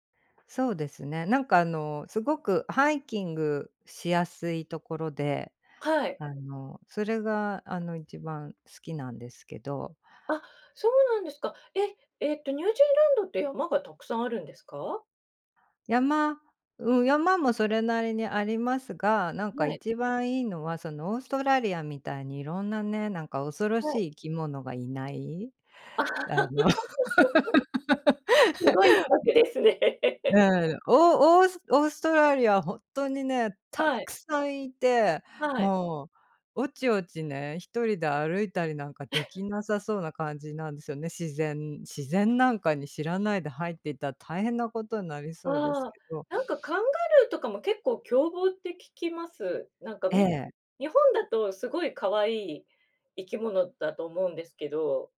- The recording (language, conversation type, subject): Japanese, unstructured, 旅行で訪れてみたい国や場所はありますか？
- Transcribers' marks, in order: other background noise; laugh; laugh; chuckle